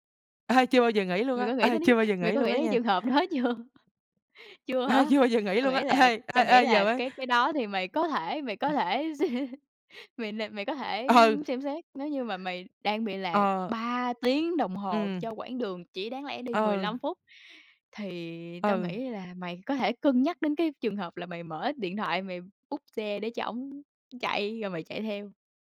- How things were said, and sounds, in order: laughing while speaking: "Ê"; other background noise; "đó" said as "đí"; tapping; laughing while speaking: "đó chưa?"; laughing while speaking: "Ê, chưa bao giờ"; laughing while speaking: "sẽ"; laughing while speaking: "Ừ"; in English: "book"
- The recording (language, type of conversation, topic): Vietnamese, podcast, Bạn từng bị lạc đường ở đâu, và bạn có thể kể lại chuyện đó không?
- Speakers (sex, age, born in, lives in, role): female, 18-19, Vietnam, Vietnam, guest; female, 50-54, Vietnam, Vietnam, host